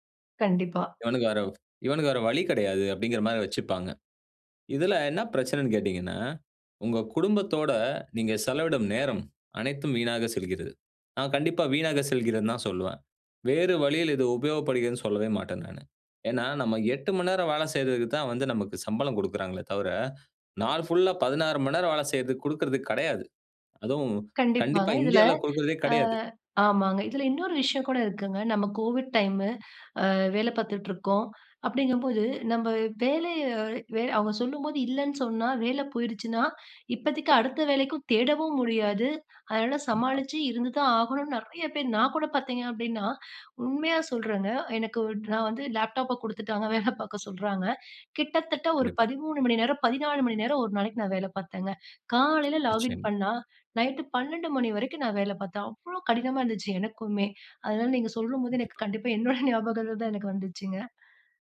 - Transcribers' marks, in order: "மணி" said as "மண்"; in English: "ஃபுல்லா"; "மணி" said as "மண்"; other noise; in English: "கோவிட் டைமு"; exhale; in English: "லேப்டாப்ப"; laughing while speaking: "வேல பார்க்க"; in English: "லாகின்"; in English: "நைட்டு"; laughing while speaking: "என்னோட"
- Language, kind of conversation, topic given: Tamil, podcast, முன்னோர்கள் அல்லது குடும்ப ஆலோசனை உங்கள் தொழில் பாதைத் தேர்வில் எவ்வளவு தாக்கத்தைச் செலுத்தியது?